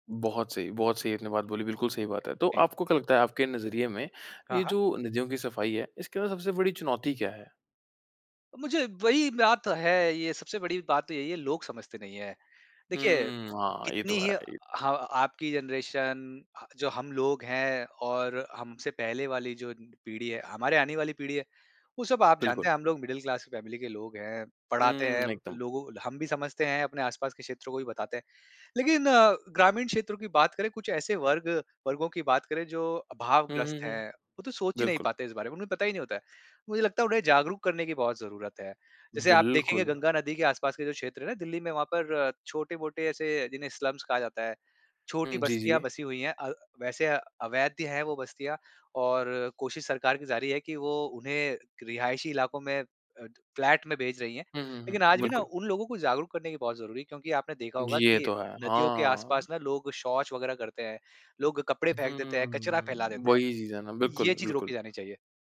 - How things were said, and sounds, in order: in English: "जनरेशन"; in English: "मिडल क्लास फ़ैमिली"; in English: "स्लम्स"; in English: "फ्लैट"
- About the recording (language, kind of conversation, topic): Hindi, podcast, गंगा जैसी नदियों की सफाई के लिए सबसे जरूरी क्या है?